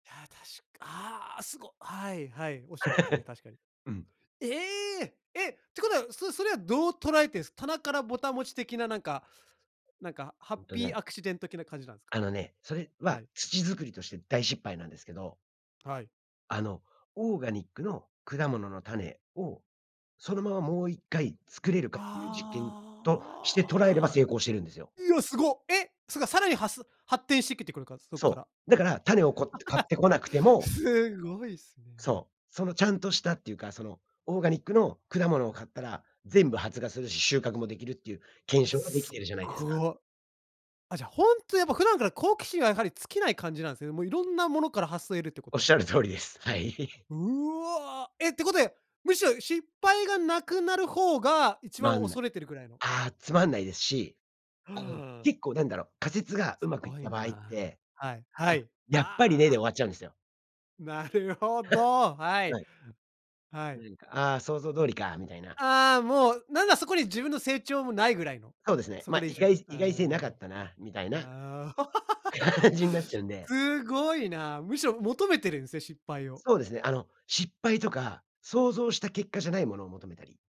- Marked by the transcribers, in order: chuckle; surprised: "ええ！"; drawn out: "ああ"; laugh; laughing while speaking: "はい"; laugh; scoff; laughing while speaking: "感じになっちゃうんで"; laugh
- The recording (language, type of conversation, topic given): Japanese, podcast, 失敗した実験から何を学びましたか？